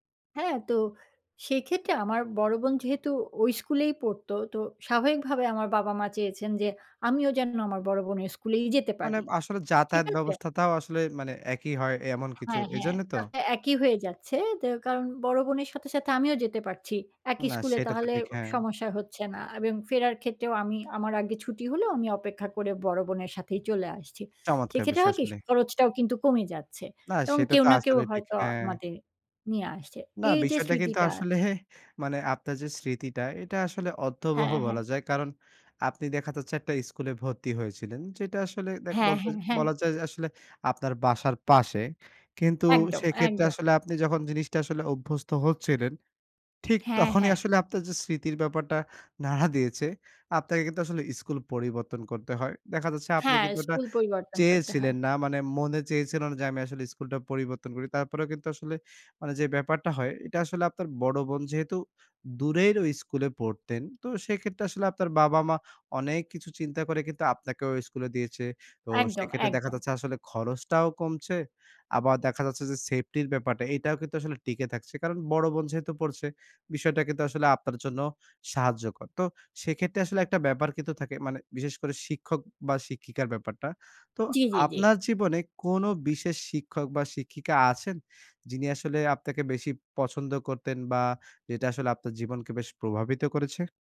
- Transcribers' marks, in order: tapping; other background noise; in English: "সেফটি"
- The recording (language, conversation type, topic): Bengali, podcast, স্কুলজীবন তোমাকে সবচেয়ে বেশি কী শিখিয়েছে?